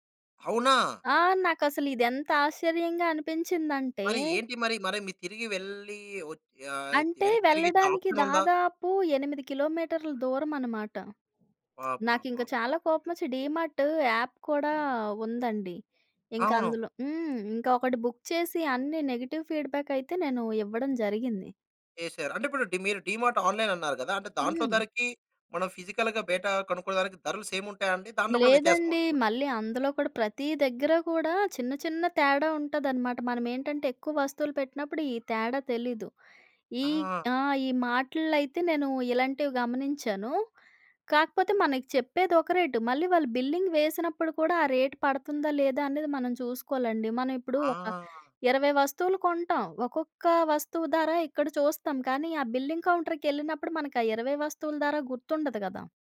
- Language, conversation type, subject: Telugu, podcast, బజార్‌లో ధరలు ఒక్కసారిగా మారి గందరగోళం ఏర్పడినప్పుడు మీరు ఏమి చేశారు?
- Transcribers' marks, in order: "అవునా" said as "హవునా"; in English: "ఆప్షన్"; tapping; in English: "డీమార్ట్ యాప్"; in English: "బుక్"; in English: "నెగెటివ్ ఫీడ్‌బ్యాక్"; in English: "డీమార్ట్ ఆన్‌లైన్"; in English: "ఫిజికల్‌గా"; in English: "సేమ్"; in English: "బిల్లింగ్"; in English: "బిల్లింగ్ కౌంటర్‌కి"